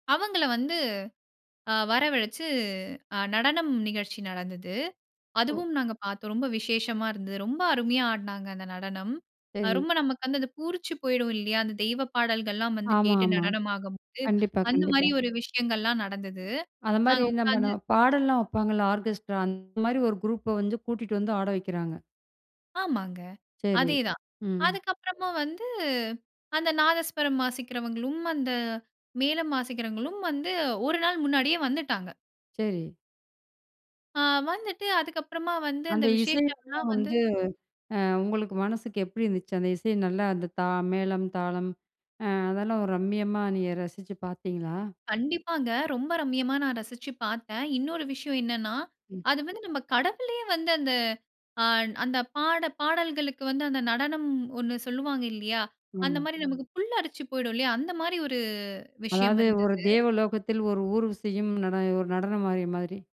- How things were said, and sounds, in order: "ஆடும்போது" said as "ஆகம்போது"; in English: "ஆர்கெஸ்ட்ரா"; unintelligible speech
- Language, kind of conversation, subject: Tamil, podcast, நீங்கள் கலந்து கொண்ட ஒரு திருவிழாவை விவரிக்க முடியுமா?